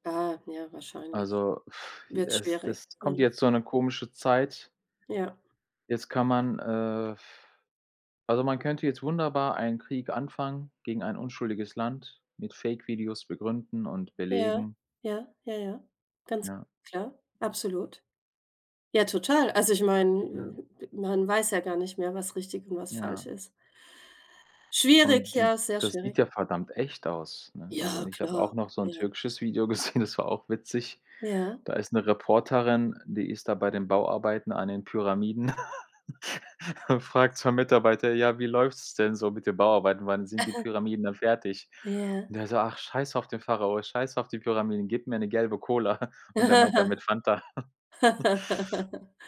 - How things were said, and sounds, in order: blowing; blowing; other noise; put-on voice: "Ja, klar"; laughing while speaking: "gesehen"; laugh; laugh; laugh; chuckle
- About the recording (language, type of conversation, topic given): German, unstructured, Wie verändert Technologie unseren Alltag wirklich?